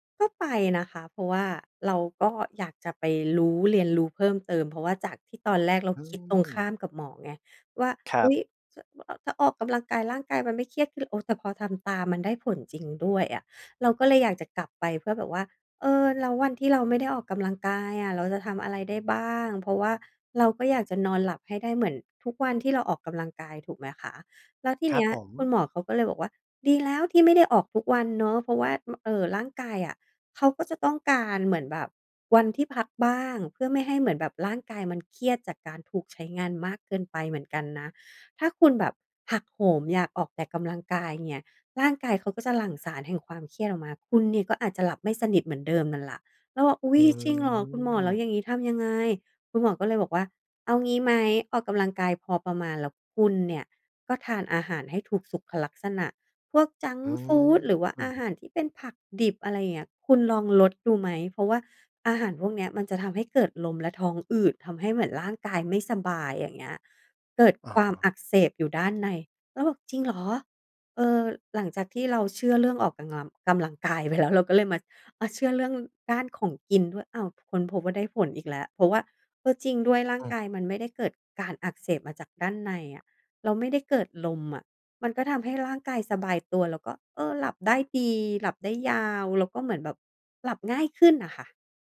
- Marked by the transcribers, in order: drawn out: "อืม"; other background noise; tapping; laughing while speaking: "ไปแล้ว"
- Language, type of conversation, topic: Thai, podcast, การนอนของคุณส่งผลต่อความเครียดอย่างไรบ้าง?